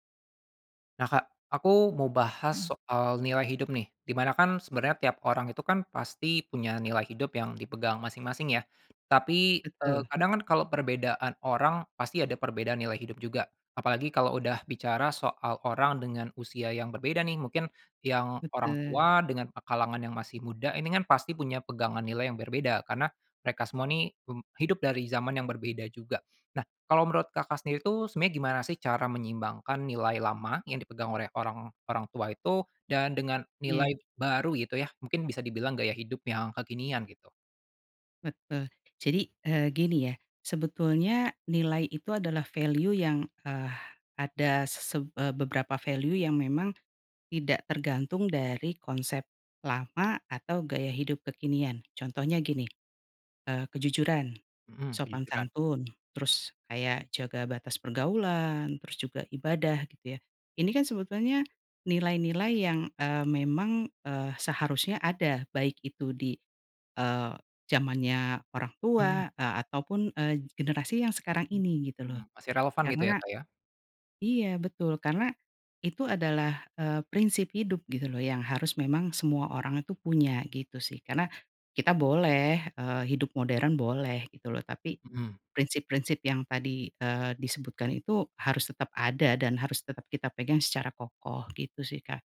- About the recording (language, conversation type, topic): Indonesian, podcast, Bagaimana kamu menyeimbangkan nilai-nilai tradisional dengan gaya hidup kekinian?
- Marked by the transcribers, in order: other background noise; in English: "value"; in English: "value"; tapping